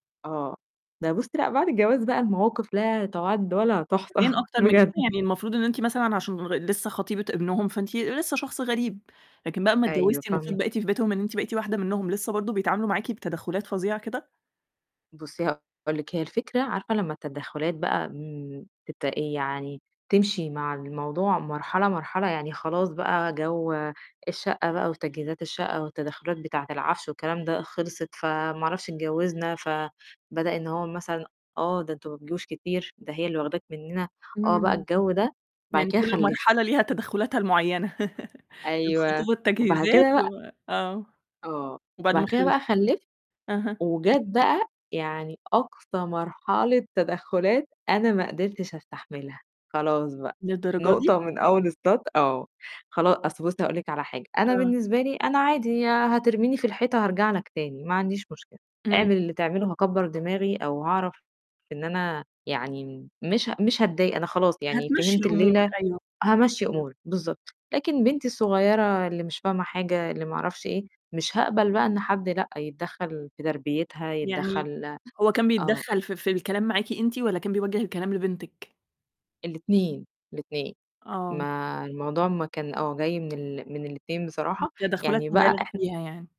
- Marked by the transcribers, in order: laughing while speaking: "تُحصَى بجد"; other background noise; distorted speech; unintelligible speech; tapping; laugh; other noise
- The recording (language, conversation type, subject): Arabic, podcast, إزاي بتتعاملوا مع تدخل أهل الطرفين في حياتكم؟